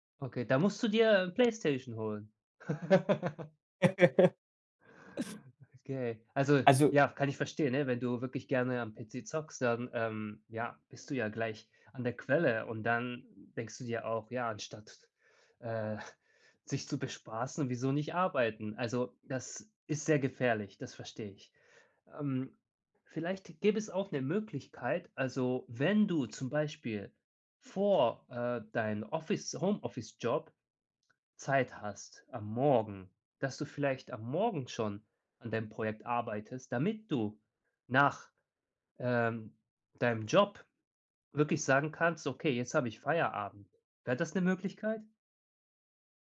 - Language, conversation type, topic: German, advice, Wie kann ich im Homeoffice eine klare Tagesstruktur schaffen, damit Arbeit und Privatleben nicht verschwimmen?
- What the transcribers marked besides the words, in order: laugh; other noise; laughing while speaking: "äh"; stressed: "wenn du"; stressed: "vor"